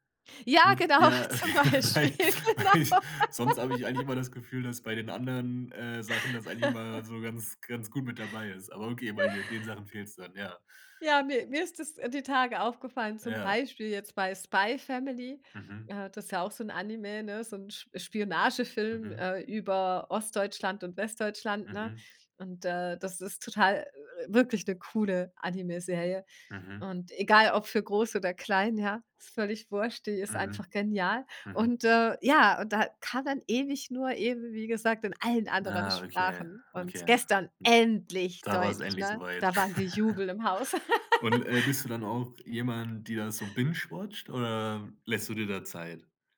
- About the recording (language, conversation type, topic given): German, podcast, Wie verändern Streamingdienste eigentlich unser Fernsehverhalten?
- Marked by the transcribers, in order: laughing while speaking: "okay, weil weil"; laughing while speaking: "zum Beispiel, genau"; laugh; chuckle; other noise; stressed: "endlich"; chuckle; laugh; in English: "bingewatcht"